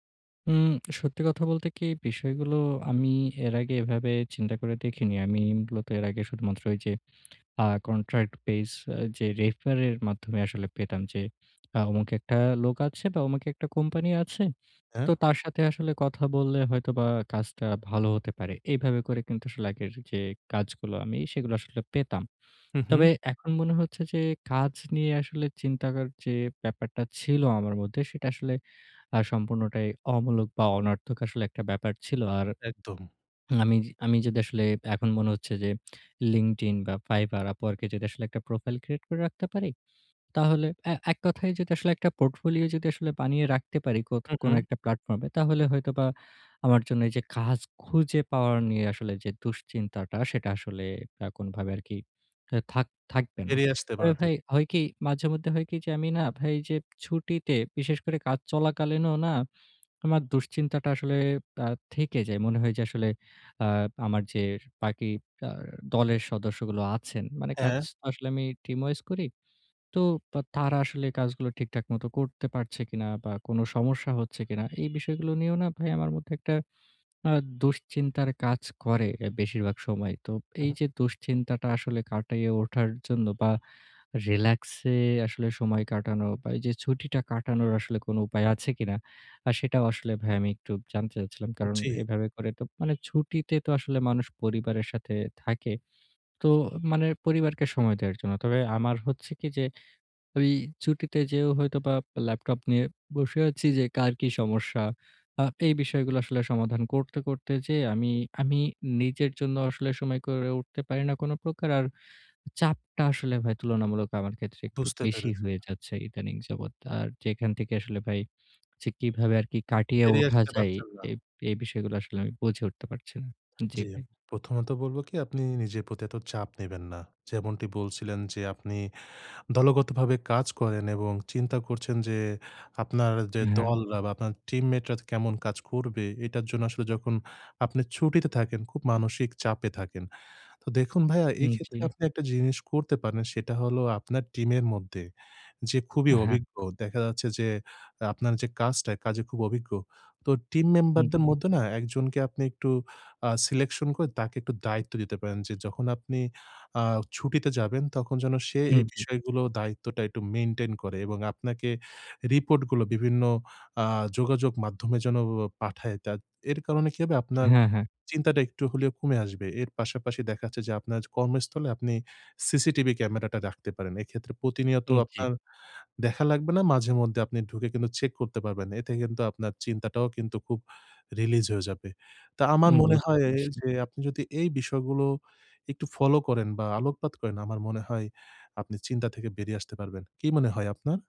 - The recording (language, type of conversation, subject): Bengali, advice, ছুটি থাকলেও আমি কীভাবে মানসিক চাপ কমাতে পারি?
- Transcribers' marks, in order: in English: "contract base"; in English: "refer"; in English: "profile create"; in English: "portfolio"; in English: "platform"; in English: "team wise"; horn; in English: "selection"